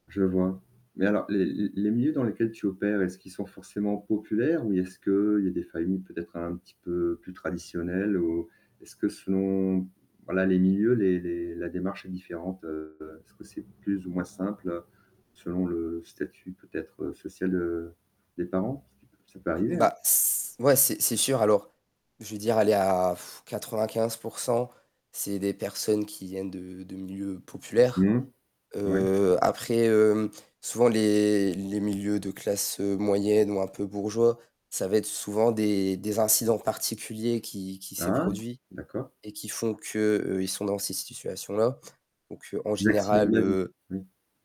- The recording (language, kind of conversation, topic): French, podcast, Comment poses-tu des limites sans culpabiliser ?
- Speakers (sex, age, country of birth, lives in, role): male, 18-19, France, France, guest; male, 50-54, France, France, host
- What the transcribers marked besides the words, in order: static; distorted speech; sigh; other background noise